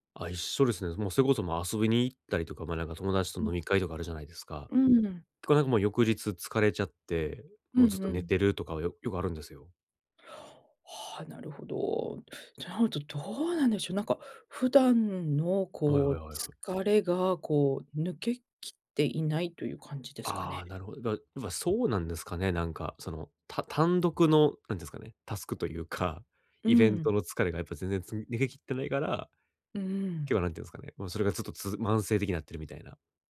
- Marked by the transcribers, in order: none
- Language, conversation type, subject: Japanese, advice, 短時間で元気を取り戻すにはどうすればいいですか？